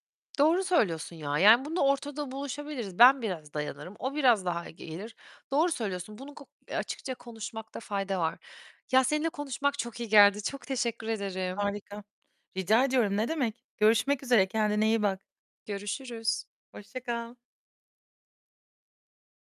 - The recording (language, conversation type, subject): Turkish, advice, Sosyal etkinliklere gitmek istemediğim hâlde yalnızlıktan rahatsız olmam normal mi?
- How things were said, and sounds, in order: tapping; distorted speech